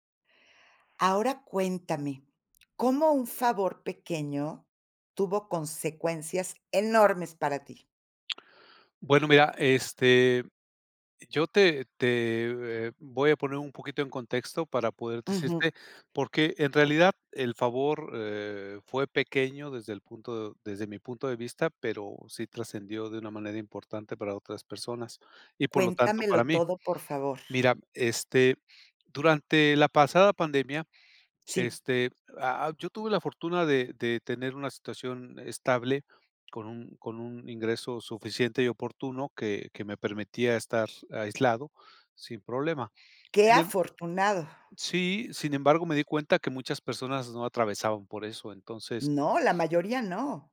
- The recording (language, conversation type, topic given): Spanish, podcast, ¿Cómo fue que un favor pequeño tuvo consecuencias enormes para ti?
- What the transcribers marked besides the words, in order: other noise